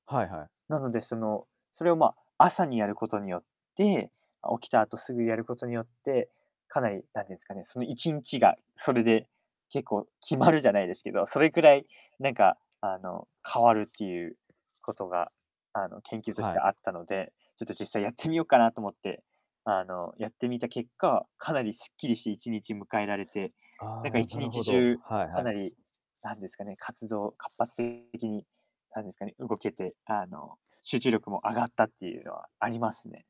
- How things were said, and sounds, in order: tapping; other background noise; distorted speech
- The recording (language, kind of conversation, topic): Japanese, podcast, 朝はいつもどんな流れで過ごしていますか？